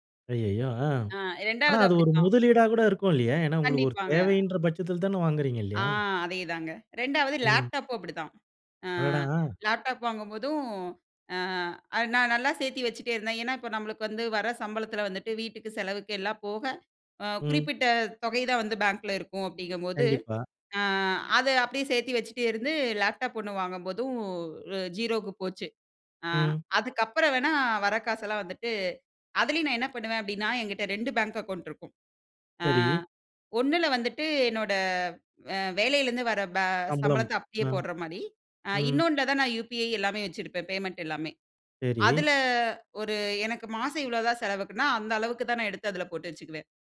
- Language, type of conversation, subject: Tamil, podcast, பணத்தை இன்று செலவிடலாமா அல்லது நாளைக்காகச் சேமிக்கலாமா என்று நீங்கள் எப்படி தீர்மானிக்கிறீர்கள்?
- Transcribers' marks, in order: in English: "பேங்க் அக்கவுண்ட்"; in English: "பேமெண்ட்"